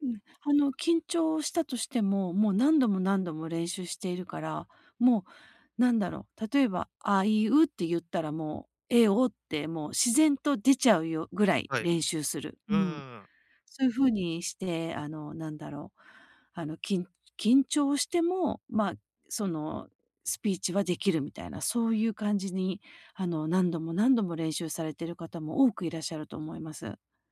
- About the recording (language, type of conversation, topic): Japanese, advice, 人前で話すときに自信を高めるにはどうすればよいですか？
- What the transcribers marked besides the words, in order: none